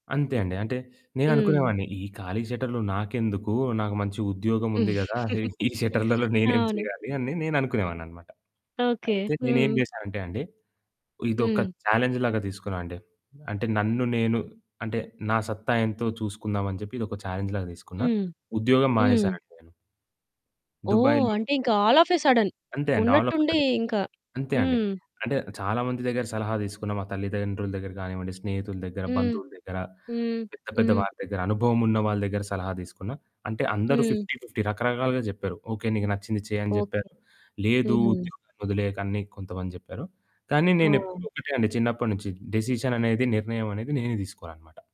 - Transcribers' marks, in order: chuckle; laughing while speaking: "ఈ షట్టర్లలో నేనేం చేయాలి"; in English: "ఛాలెంజ్"; in English: "ఛాలెంజ్"; in English: "ఆల్ ఆఫ్ ఎ సడెన్"; in English: "ఆల్ ఆఫ్ ఎ సడన్"; in English: "ఫిఫ్టీ ఫిఫ్టీ"; distorted speech; in English: "డెసిషన్"
- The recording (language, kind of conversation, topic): Telugu, podcast, మీ కెరీర్ దిశ మార్చుకోవాలనిపించిన సందర్భం ఏది, ఎందుకు?